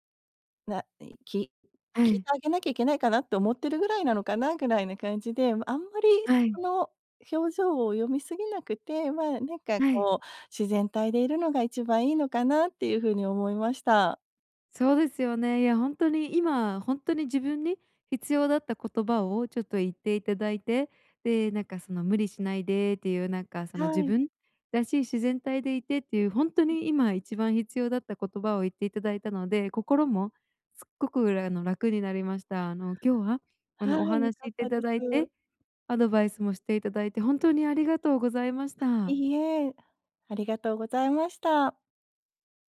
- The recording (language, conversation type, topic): Japanese, advice, 他人の評価を気にしすぎずに生きるにはどうすればいいですか？
- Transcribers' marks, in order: none